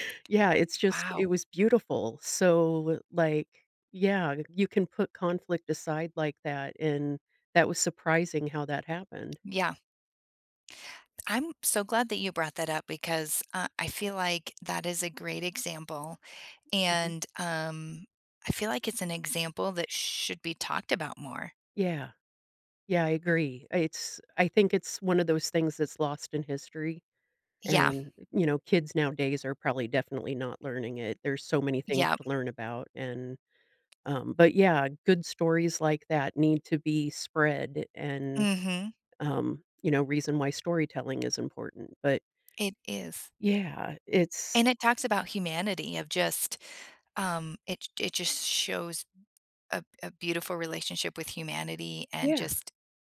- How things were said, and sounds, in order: other background noise; tapping
- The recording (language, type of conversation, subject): English, unstructured, How has conflict unexpectedly brought people closer?